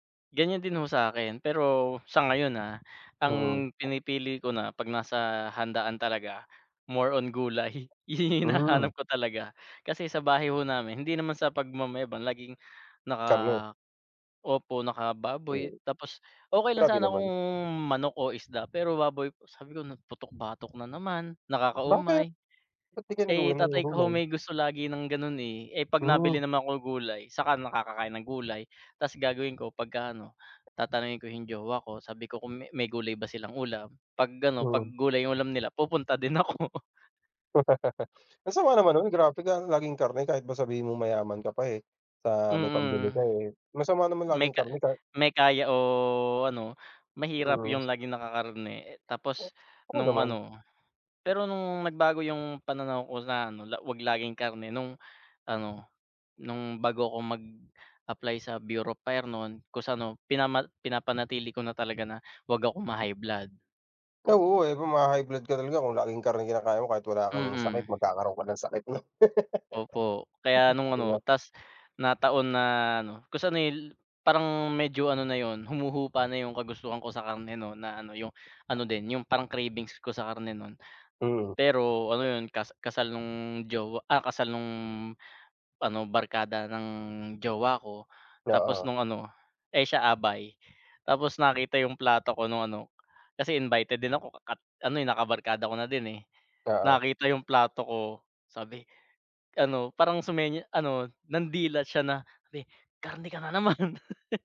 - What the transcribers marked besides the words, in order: other background noise; tapping; laugh; laughing while speaking: "nun"; laugh; chuckle
- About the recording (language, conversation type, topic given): Filipino, unstructured, Paano mo pinoprotektahan ang iyong katawan laban sa sakit araw-araw?